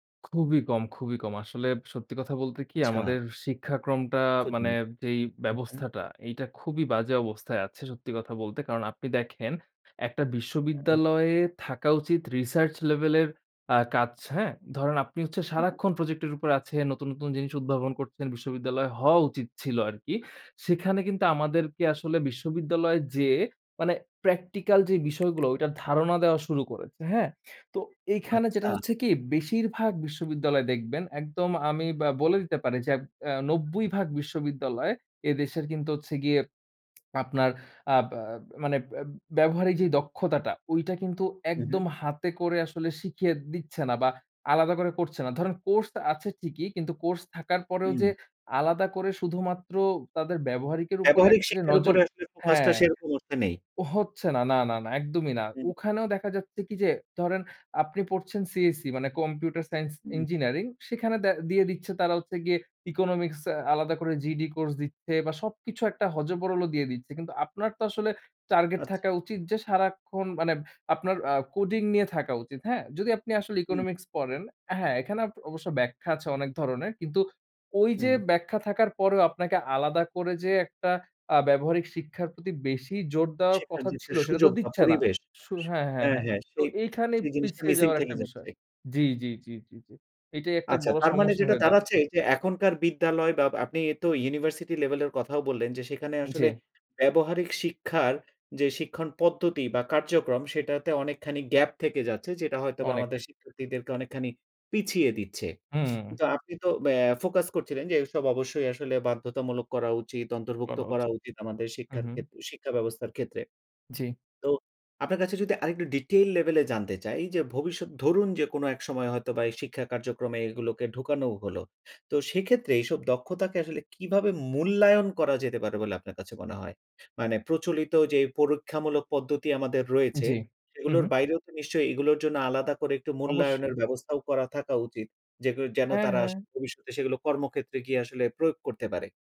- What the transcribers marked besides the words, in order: unintelligible speech; other background noise; tapping; lip smack; sniff
- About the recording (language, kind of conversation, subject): Bengali, podcast, পাঠ্যক্রমে জীবনের ব্যবহারিক দক্ষতার কতটা অন্তর্ভুক্তি থাকা উচিত বলে আপনি মনে করেন?